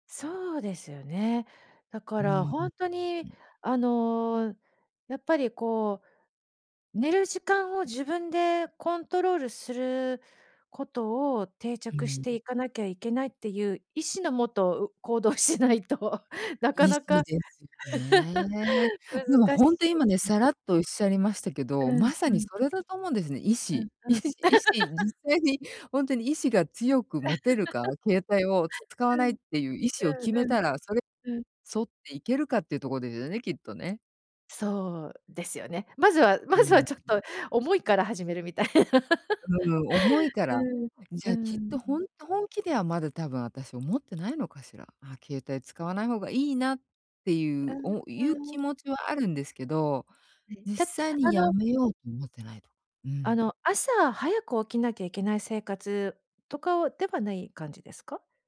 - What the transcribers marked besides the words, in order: laughing while speaking: "しないと"; laugh; other noise; laughing while speaking: "意志"; laugh; laugh; laughing while speaking: "みたいな"
- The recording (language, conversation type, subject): Japanese, advice, 就寝前のルーティンを定着させるにはどうすればよいですか？